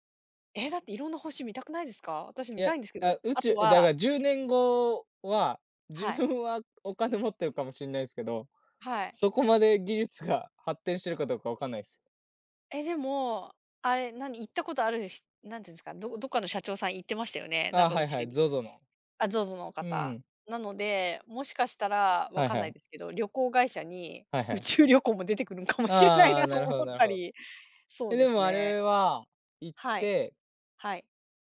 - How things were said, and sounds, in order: laughing while speaking: "自分はお金"; laughing while speaking: "宇宙旅行"; laughing while speaking: "かもしれないなと思ったり"
- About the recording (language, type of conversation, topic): Japanese, unstructured, 10年後の自分はどんな人になっていると思いますか？